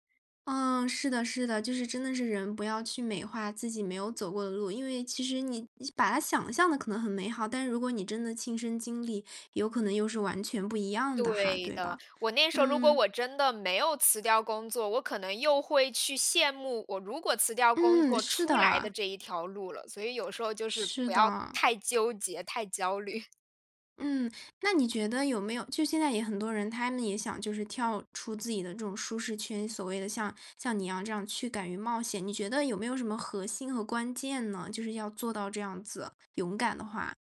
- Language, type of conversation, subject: Chinese, podcast, 你是在什么时候决定追随自己的兴趣的？
- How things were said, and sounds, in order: other background noise; laughing while speaking: "虑"